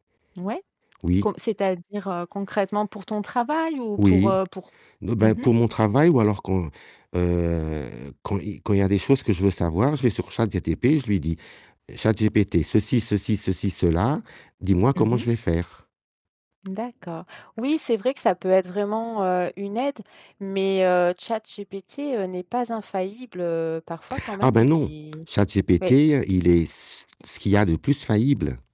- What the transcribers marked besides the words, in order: mechanical hum; tapping; "ChatGPT" said as "ChatGTP"; other background noise
- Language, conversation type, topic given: French, podcast, Quelle application utilises-tu tout le temps, et pourquoi ?